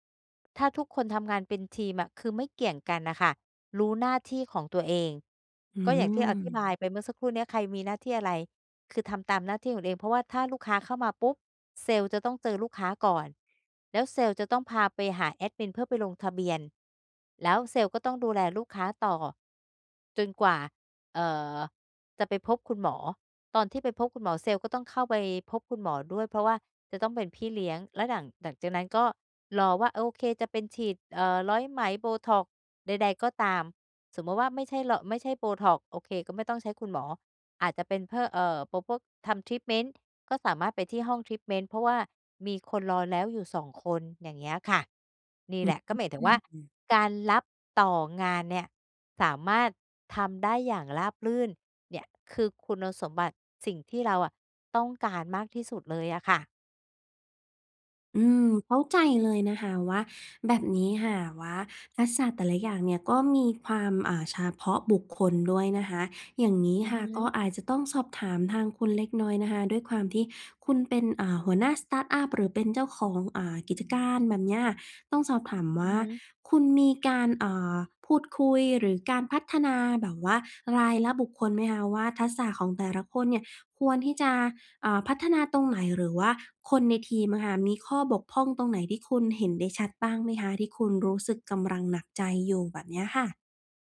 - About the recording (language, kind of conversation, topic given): Thai, advice, สร้างทีมที่เหมาะสมสำหรับสตาร์ทอัพได้อย่างไร?
- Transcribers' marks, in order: in English: "ทรีตเมนต์"; in English: "ทรีตเมนต์"; in English: "สตาร์ตอัป"